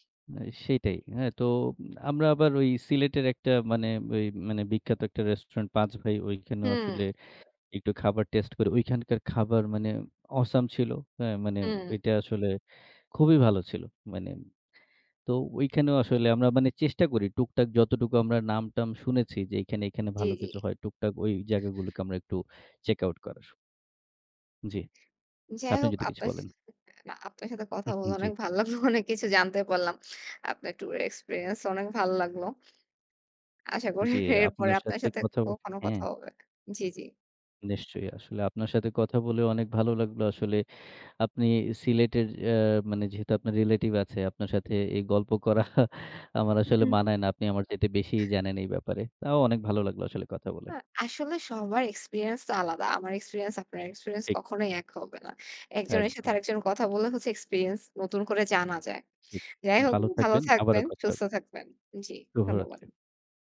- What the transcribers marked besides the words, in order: tapping; other background noise; laughing while speaking: "ভালো লাগলো"; laughing while speaking: "করি"; laughing while speaking: "গল্প করা"
- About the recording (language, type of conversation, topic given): Bengali, unstructured, আপনি সর্বশেষ কোথায় বেড়াতে গিয়েছিলেন?